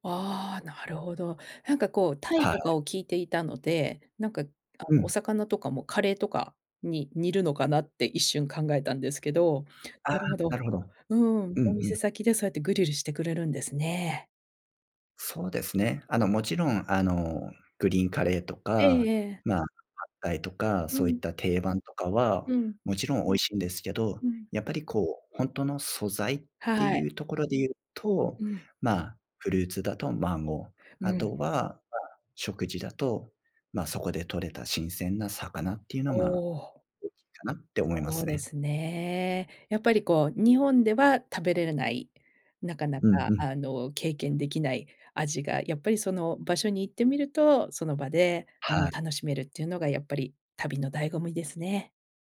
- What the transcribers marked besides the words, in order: joyful: "おお"
- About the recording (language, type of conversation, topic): Japanese, podcast, 人生で一番忘れられない旅の話を聞かせていただけますか？